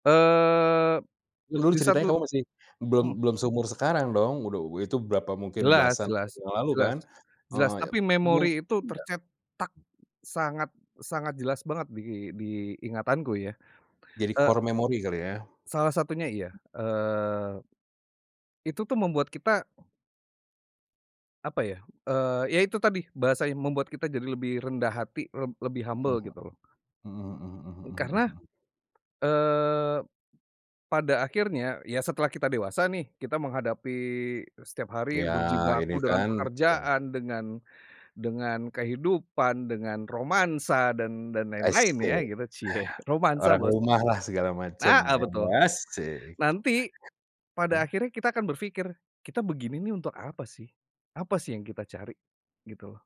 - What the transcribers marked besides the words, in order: tapping; in English: "core memory"; other background noise; in English: "humble"; stressed: "asyik"
- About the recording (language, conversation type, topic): Indonesian, podcast, Ceritakan momen kecil apa yang mengubah cara pandangmu tentang hidup?